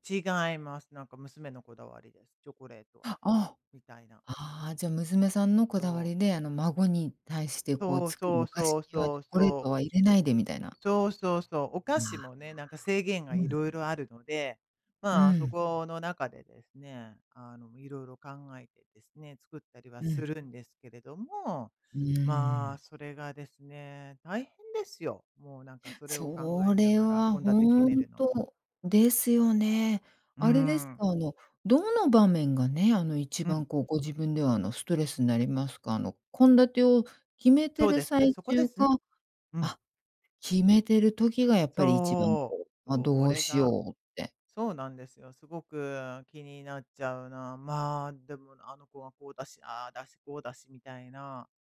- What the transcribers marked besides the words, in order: "それが" said as "おれが"
- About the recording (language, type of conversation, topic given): Japanese, advice, 家族の好みが違って食事作りがストレスになっているとき、どうすれば負担を減らせますか？